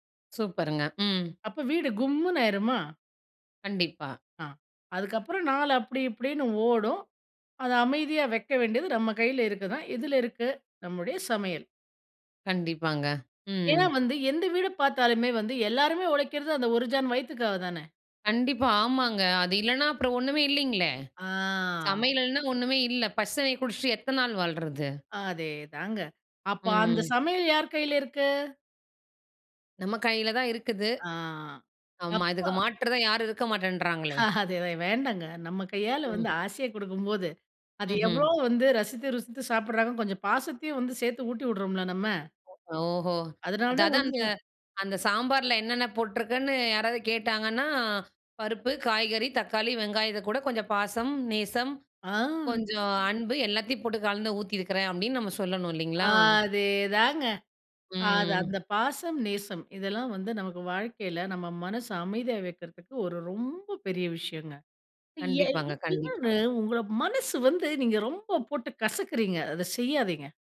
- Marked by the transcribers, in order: laughing while speaking: "அ அதுதான்"; other noise; other background noise; drawn out: "ஆ"; drawn out: "அதே தாங்க. அது"; drawn out: "ம்"
- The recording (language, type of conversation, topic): Tamil, podcast, மனதை அமைதியாக வைத்துக் கொள்ள உங்களுக்கு உதவும் பழக்கங்கள் என்ன?